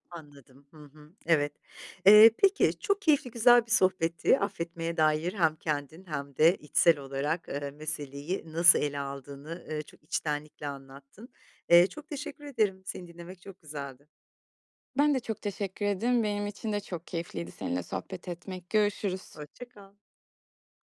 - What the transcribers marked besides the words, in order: tapping
- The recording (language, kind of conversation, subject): Turkish, podcast, Affetmek senin için ne anlama geliyor?